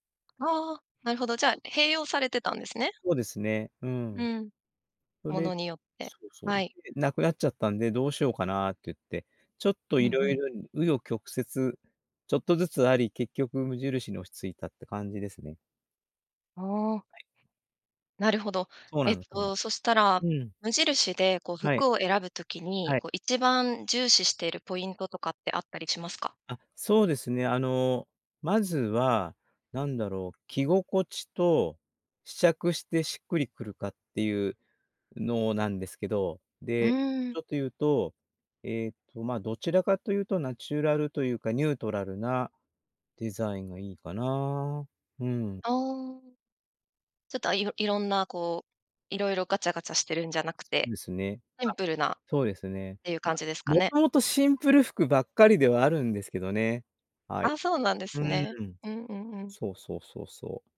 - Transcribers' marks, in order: other background noise
- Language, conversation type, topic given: Japanese, podcast, 今の服の好みはどうやって決まった？